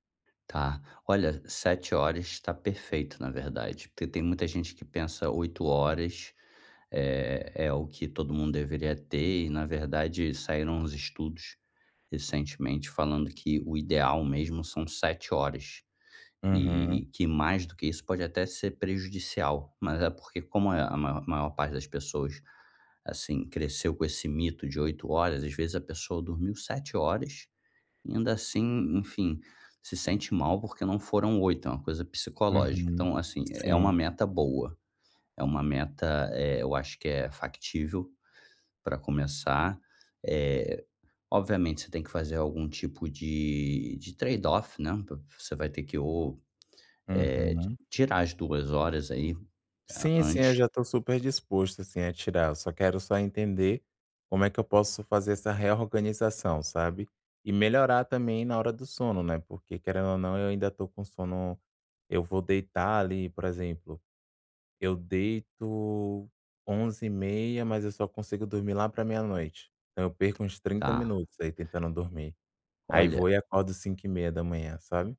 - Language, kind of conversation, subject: Portuguese, advice, Como posso manter um horário de sono mais regular?
- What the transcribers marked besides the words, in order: in English: "trade-off"; tapping